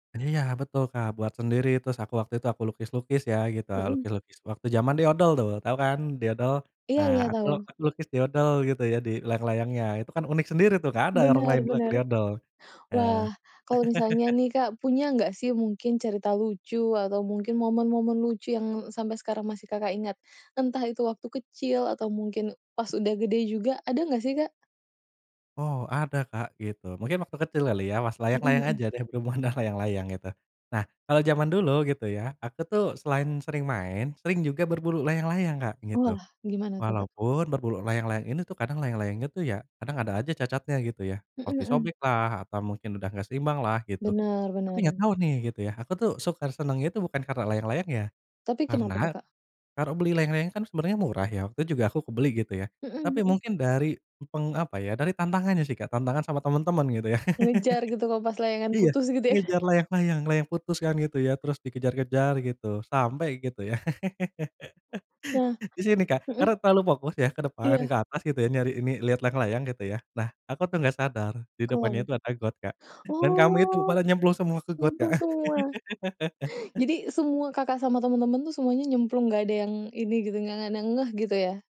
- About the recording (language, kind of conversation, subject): Indonesian, podcast, Mainan tradisional Indonesia apa yang paling kamu suka?
- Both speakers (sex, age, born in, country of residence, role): female, 30-34, Indonesia, Indonesia, host; male, 25-29, Indonesia, Indonesia, guest
- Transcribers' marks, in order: in English: "diodol"; "doodle" said as "diodol"; in English: "diodol?"; "doodle" said as "diodol"; in English: "diodol"; "doodle" said as "diodol"; in English: "diodol"; "doodle" said as "diodol"; chuckle; tapping; laughing while speaking: "berhubungan"; laughing while speaking: "ya?"; other background noise; laugh; laughing while speaking: "ya"; laugh; laugh